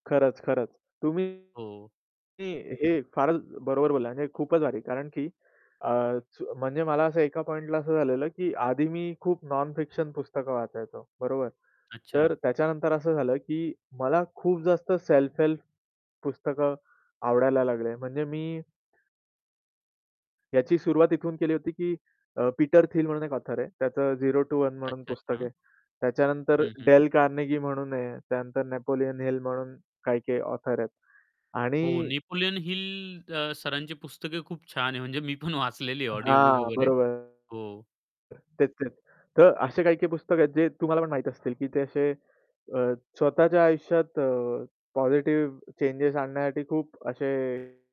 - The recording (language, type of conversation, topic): Marathi, podcast, तुम्ही वाचनाची सवय कशी वाढवली आणि त्यासाठी काही सोप्या टिप्स सांगाल का?
- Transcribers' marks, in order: distorted speech; in English: "नॉन-फिक्शन"; bird; in English: "सेल्फ-हेल्प"; laughing while speaking: "म्हणजे मी पण वाचलेली आहे"; tapping